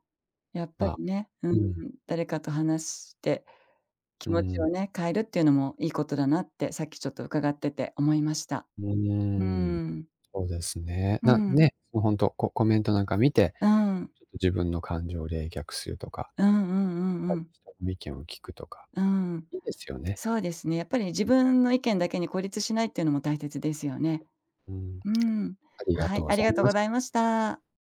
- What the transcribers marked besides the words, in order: unintelligible speech; tapping
- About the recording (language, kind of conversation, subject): Japanese, unstructured, 最近のニュースを見て、怒りを感じたことはありますか？